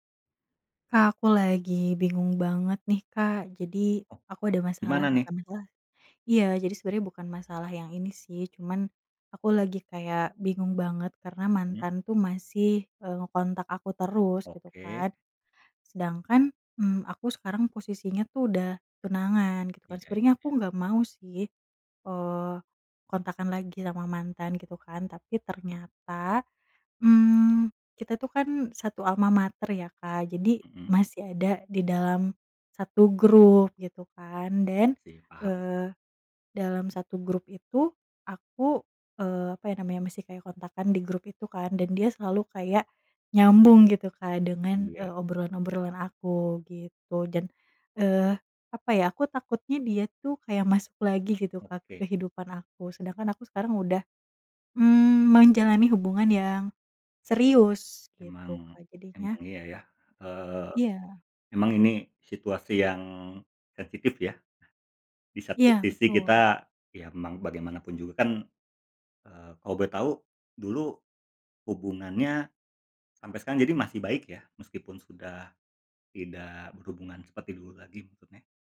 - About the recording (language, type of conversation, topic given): Indonesian, advice, Bagaimana cara menetapkan batas dengan mantan yang masih sering menghubungi Anda?
- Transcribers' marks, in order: none